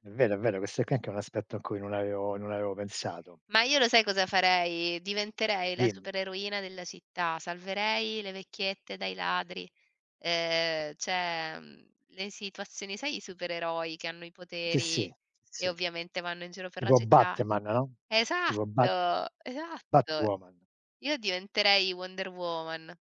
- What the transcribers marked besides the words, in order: tapping; "cioè" said as "ceh"; other background noise
- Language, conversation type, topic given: Italian, unstructured, Se potessi teletrasportarti in qualsiasi momento, come cambierebbe la tua routine quotidiana?